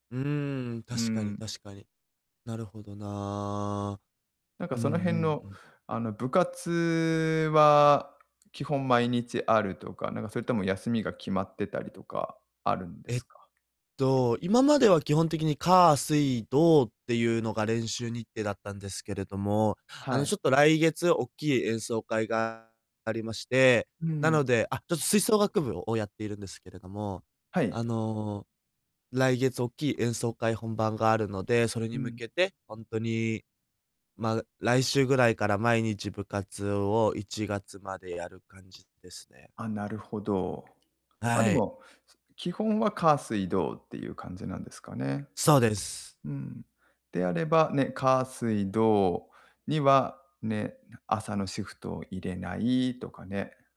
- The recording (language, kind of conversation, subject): Japanese, advice, 睡眠リズムが不規則でいつも疲れているのですが、どうすれば改善できますか？
- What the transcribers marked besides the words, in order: other background noise; distorted speech; tapping